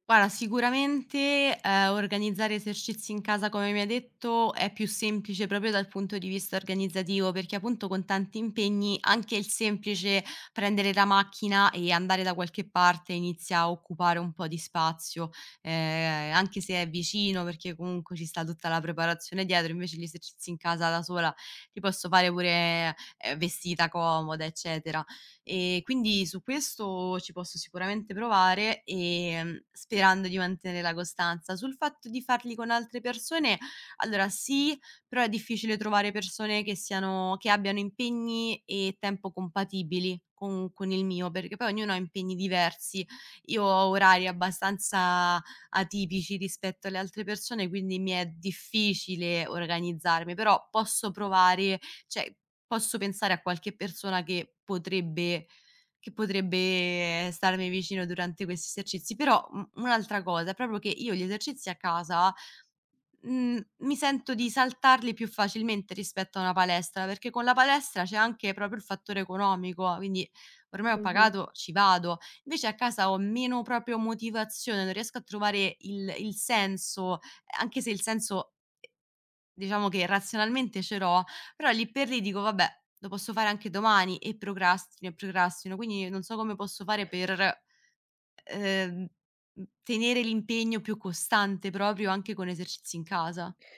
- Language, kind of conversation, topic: Italian, advice, Come posso mantenere la costanza nell’allenamento settimanale nonostante le difficoltà?
- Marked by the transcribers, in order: "Guarda" said as "guara"; "proprio" said as "propio"; tapping; "cioè" said as "ceh"; "proprio" said as "propio"; "proprio" said as "propio"